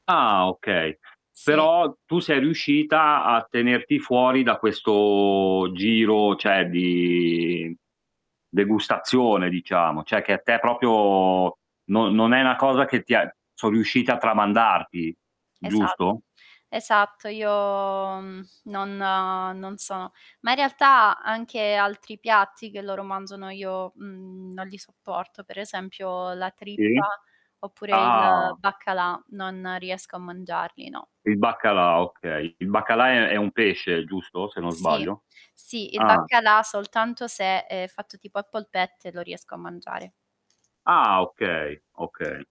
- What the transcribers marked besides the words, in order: static; drawn out: "questo"; "cioè" said as "ceh"; drawn out: "di"; "cioè" said as "ceh"; "proprio" said as "propio"; "una" said as "na"; distorted speech; drawn out: "Io"; other background noise; tapping
- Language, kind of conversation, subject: Italian, unstructured, Qual è il piatto che proprio non sopporti?
- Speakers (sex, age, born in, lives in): female, 25-29, Italy, Italy; male, 40-44, Italy, Italy